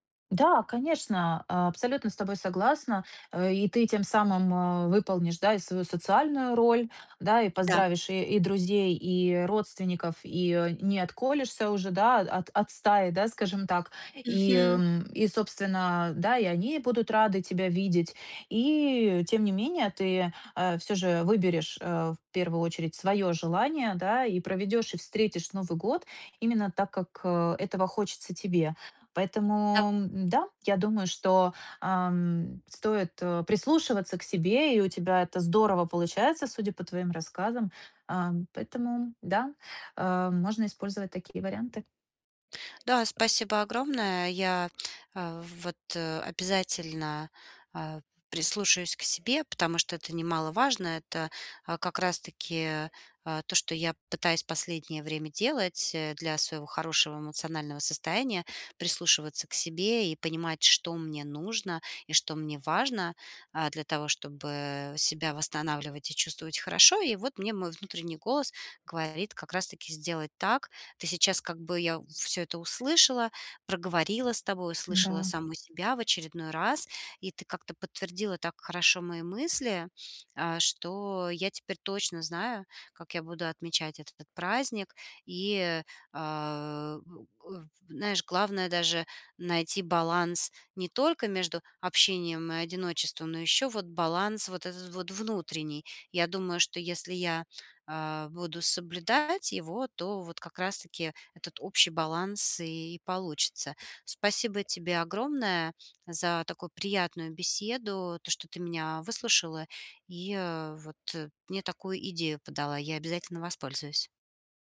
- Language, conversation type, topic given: Russian, advice, Как мне найти баланс между общением и временем в одиночестве?
- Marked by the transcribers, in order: tapping